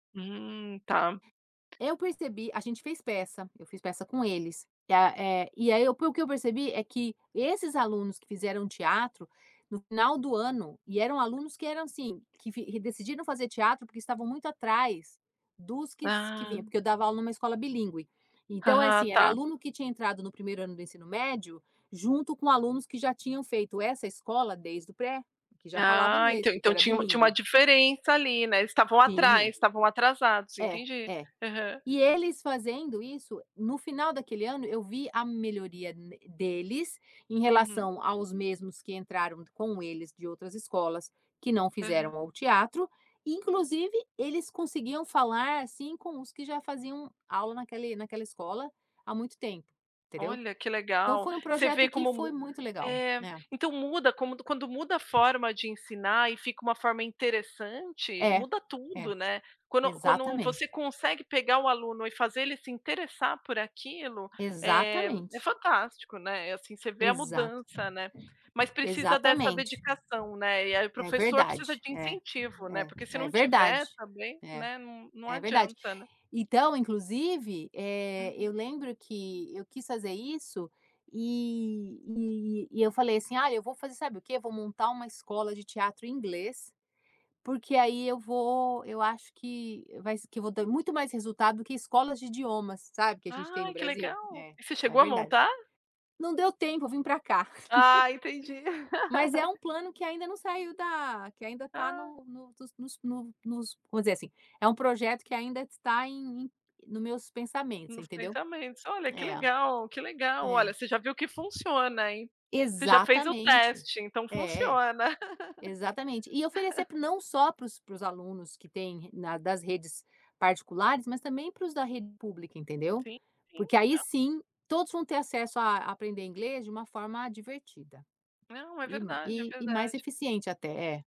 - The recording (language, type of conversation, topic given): Portuguese, unstructured, Você acha justo que nem todos tenham acesso à mesma qualidade de ensino?
- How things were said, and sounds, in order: tapping; other background noise; laugh; laugh